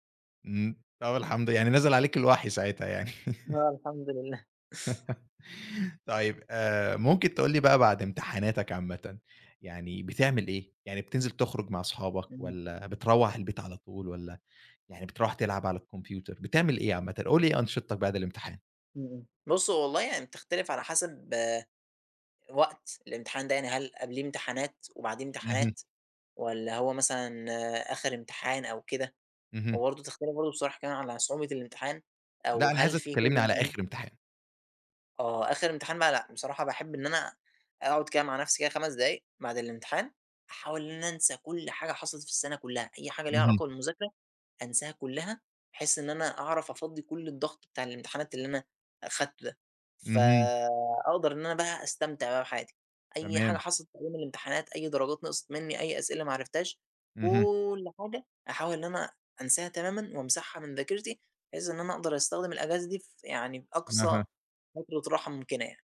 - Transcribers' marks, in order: chuckle; laugh; unintelligible speech
- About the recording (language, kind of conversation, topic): Arabic, podcast, إزاي بتتعامل مع ضغط الامتحانات؟